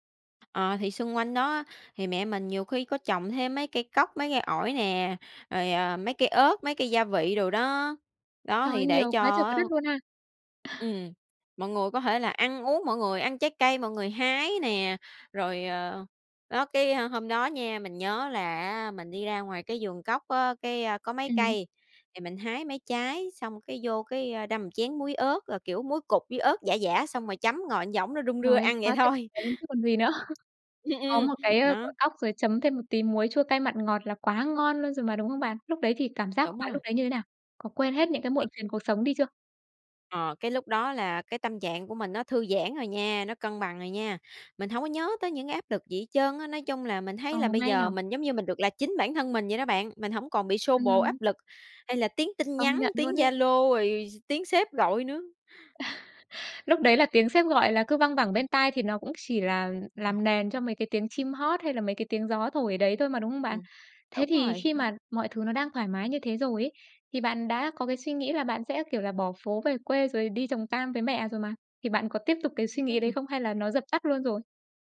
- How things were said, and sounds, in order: chuckle; "một" said as "ờn"; laughing while speaking: "vậy thôi"; tapping; laughing while speaking: "nữa"; chuckle; laughing while speaking: "Ừm, ừm"; unintelligible speech; other background noise; laugh
- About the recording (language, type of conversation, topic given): Vietnamese, podcast, Bạn có thể kể về một lần bạn tìm được một nơi yên tĩnh để ngồi lại và suy nghĩ không?